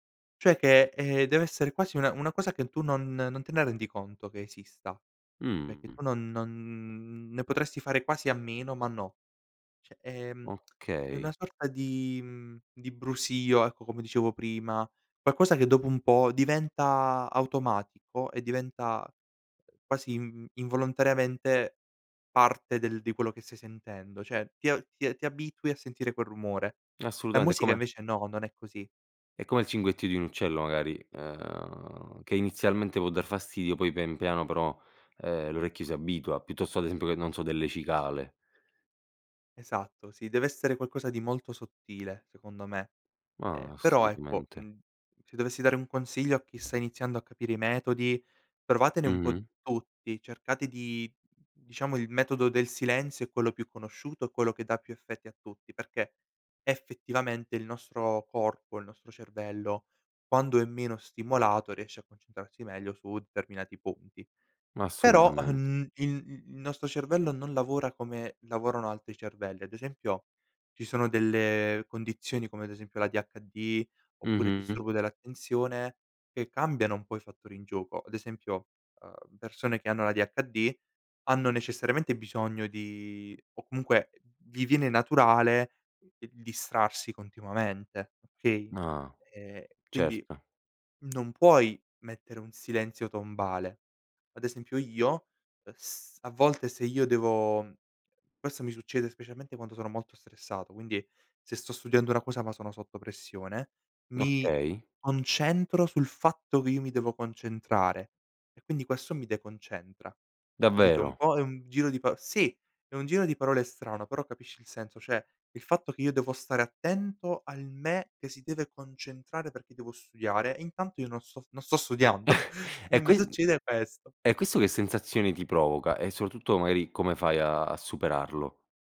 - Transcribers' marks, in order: "cioè" said as "ceh"; other background noise; "cioè" said as "ceh"; tapping; laughing while speaking: "studiando"; chuckle
- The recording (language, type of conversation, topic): Italian, podcast, Che ambiente scegli per concentrarti: silenzio o rumore di fondo?